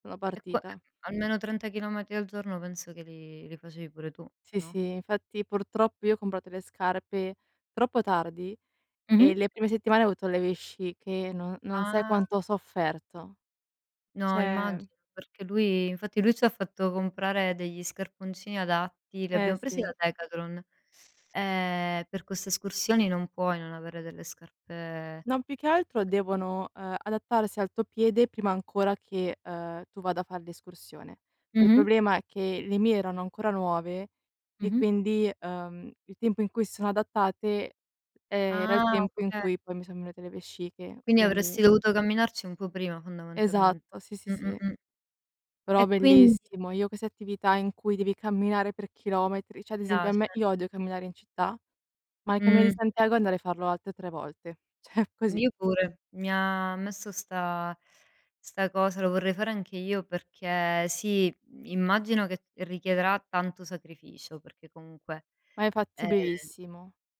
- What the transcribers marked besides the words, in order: other background noise; background speech; laughing while speaking: "cioè"
- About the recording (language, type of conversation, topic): Italian, unstructured, Come ti tieni in forma durante la settimana?